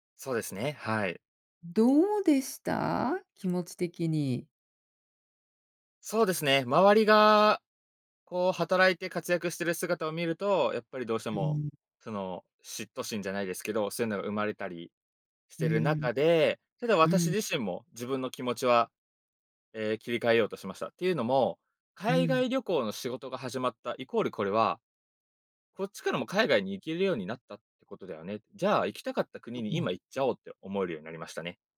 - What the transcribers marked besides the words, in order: none
- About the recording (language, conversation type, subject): Japanese, podcast, 失敗からどう立ち直りましたか？